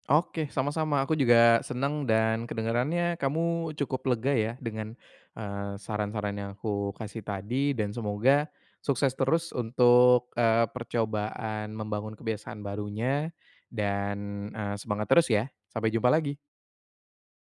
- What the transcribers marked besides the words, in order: none
- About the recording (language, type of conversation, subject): Indonesian, advice, Bagaimana cara membangun kebiasaan disiplin diri yang konsisten?